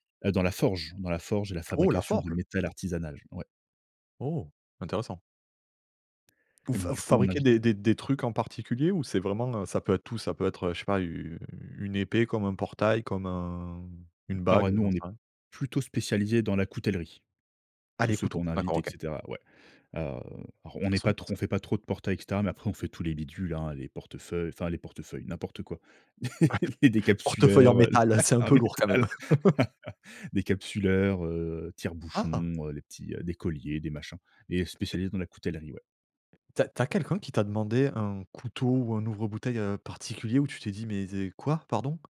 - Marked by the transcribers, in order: stressed: "forge"; "artisanal" said as "artisanage"; stressed: "fabriquez"; drawn out: "u"; stressed: "plutôt"; chuckle; laugh; laughing while speaking: "en métal"; laugh; chuckle; tapping
- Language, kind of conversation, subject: French, podcast, Peux-tu raconter un moment marquant lié à ton loisir ?